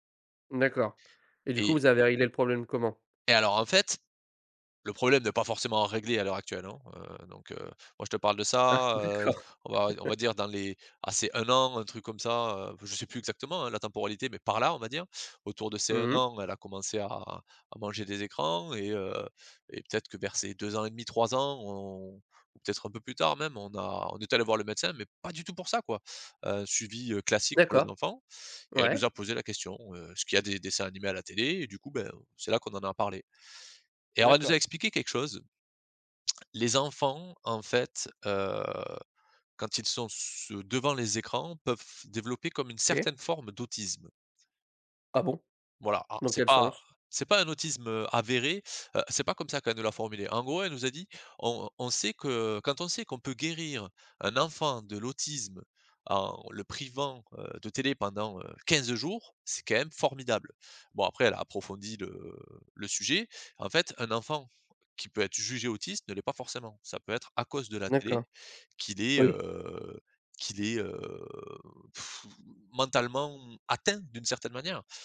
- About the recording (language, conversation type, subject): French, podcast, Comment gères-tu le temps d’écran en famille ?
- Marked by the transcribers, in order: stressed: "réglé"; other background noise; laugh; surprised: "mais pas du tout pour ça, quoi !"; drawn out: "heu"; stressed: "avéré"; stressed: "guérir"; stressed: "privant"; tapping; drawn out: "heu"; drawn out: "heu"; scoff; stressed: "atteint"